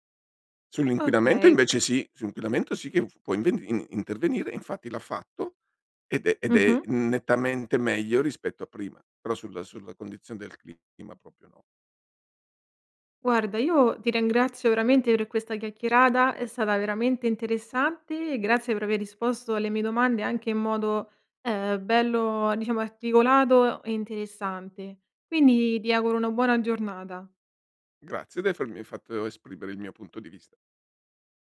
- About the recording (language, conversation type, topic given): Italian, podcast, In che modo i cambiamenti climatici stanno modificando l’andamento delle stagioni?
- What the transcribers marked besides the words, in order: "ringrazio" said as "rengrazio"; "avermi" said as "afermi"